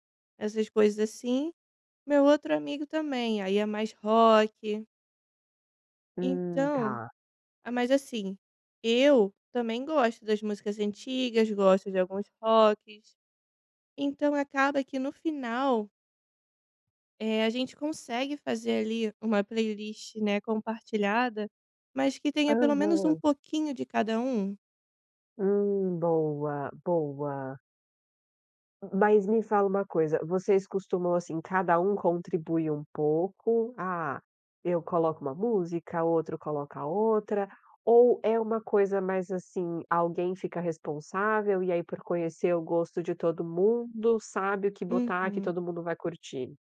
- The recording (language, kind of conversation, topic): Portuguese, podcast, Como montar uma playlist compartilhada que todo mundo curta?
- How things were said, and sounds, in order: none